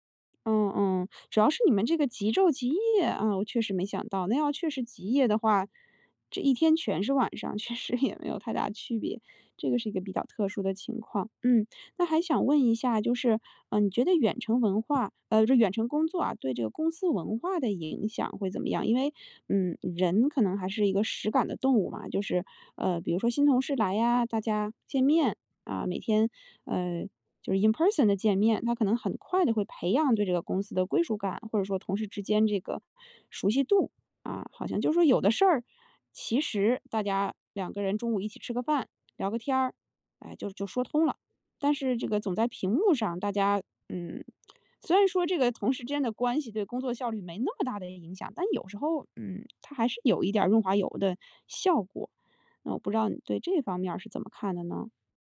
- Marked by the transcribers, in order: laughing while speaking: "确实"; in English: "in person"; lip smack
- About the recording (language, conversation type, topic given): Chinese, podcast, 远程工作会如何影响公司文化？